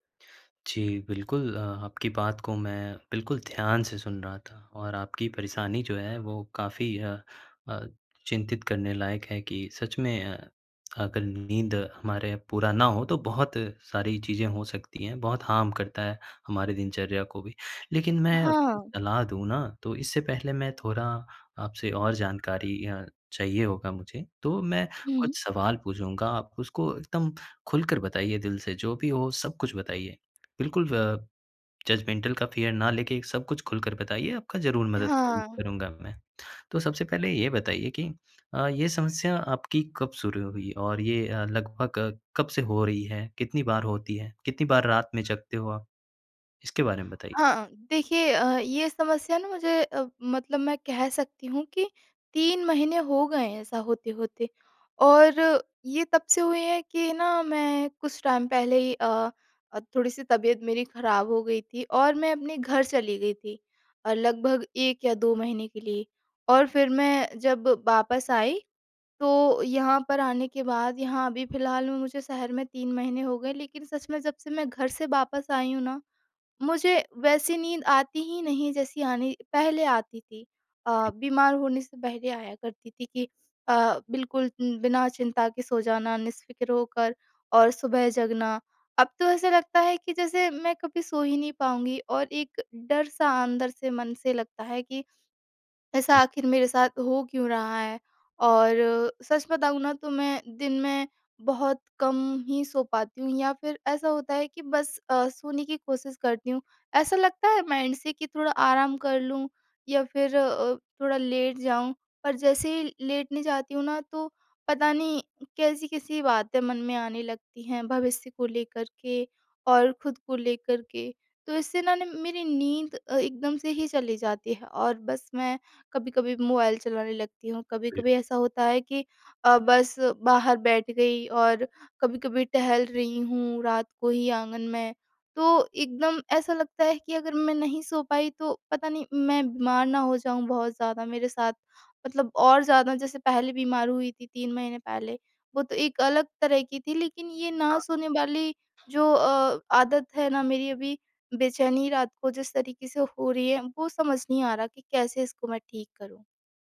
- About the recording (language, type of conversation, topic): Hindi, advice, रात को चिंता के कारण नींद न आना और बेचैनी
- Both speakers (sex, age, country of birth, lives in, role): female, 25-29, India, India, user; male, 20-24, India, India, advisor
- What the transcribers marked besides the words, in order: in English: "हार्म"; in English: "जजमेंटल"; in English: "फ़ियर"; in English: "टाइम"; in English: "माइंड"